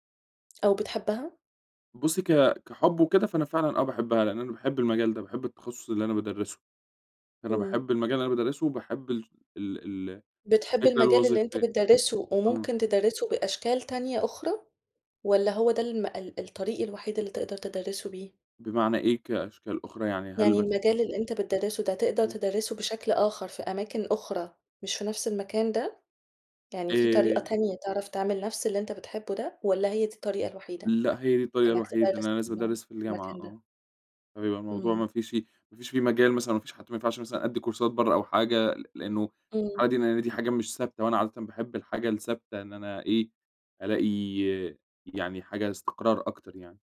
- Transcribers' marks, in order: unintelligible speech; in English: "كورسات"; unintelligible speech
- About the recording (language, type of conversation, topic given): Arabic, advice, إزاي أتعامل مع الإرهاق من ضغط الشغل وقلة الوقت مع العيلة؟